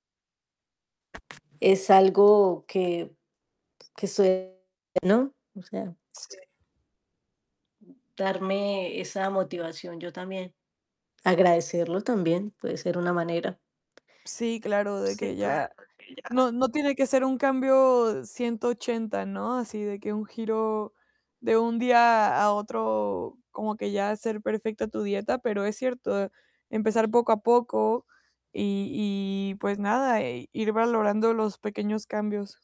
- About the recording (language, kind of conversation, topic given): Spanish, advice, ¿Cómo puedo empezar a cambiar poco a poco mis hábitos alimentarios para dejar los alimentos procesados?
- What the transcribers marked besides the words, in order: other background noise; distorted speech